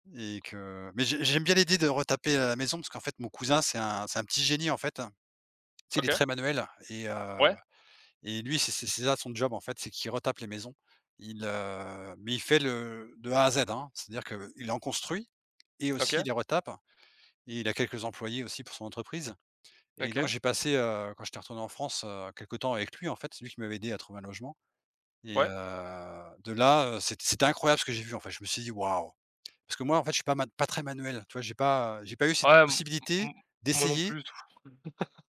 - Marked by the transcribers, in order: chuckle
- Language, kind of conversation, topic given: French, unstructured, Quels rêves aimerais-tu réaliser dans les dix prochaines années ?